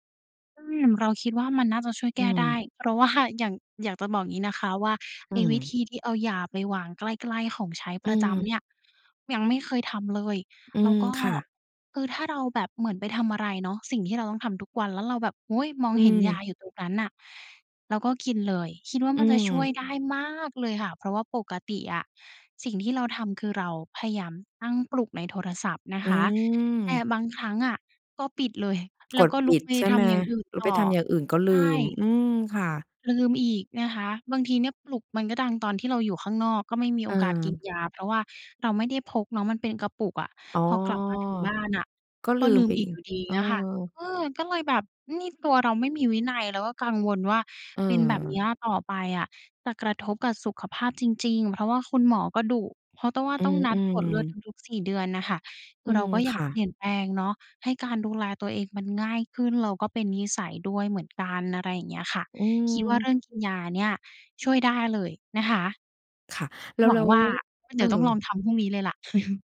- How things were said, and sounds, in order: laughing while speaking: "ว่า"; tapping; chuckle
- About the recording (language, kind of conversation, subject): Thai, advice, คุณมักลืมกินยา หรือทำตามแผนการดูแลสุขภาพไม่สม่ำเสมอใช่ไหม?